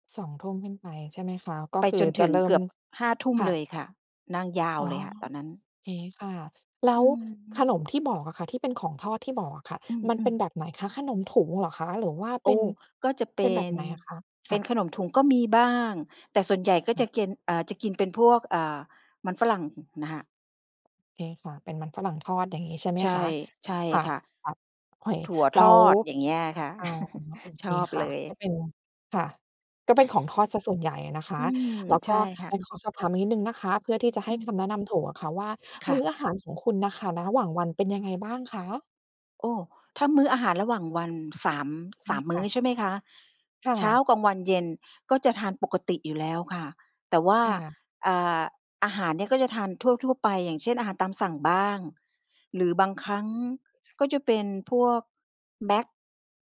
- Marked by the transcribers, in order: chuckle; unintelligible speech; other background noise
- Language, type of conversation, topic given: Thai, advice, พยายามลดน้ำหนักแต่ติดขนมหวานตอนกลางคืน